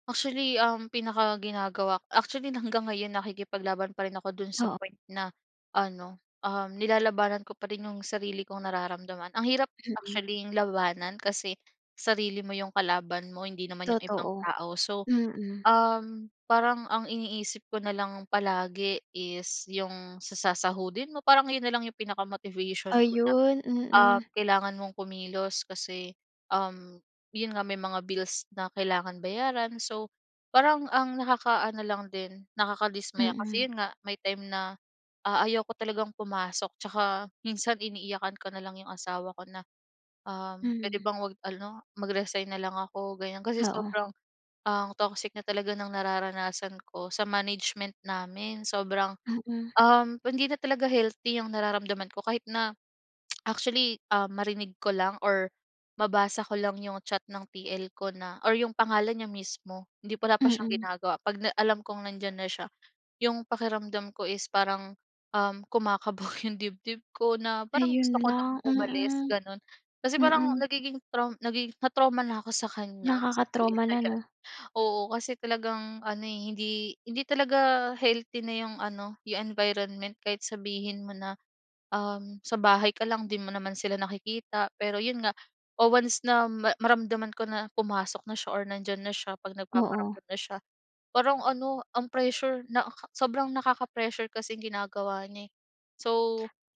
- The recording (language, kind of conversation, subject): Filipino, podcast, Paano mo nalaman kung kailangan mo nang umalis sa trabaho?
- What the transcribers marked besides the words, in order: other background noise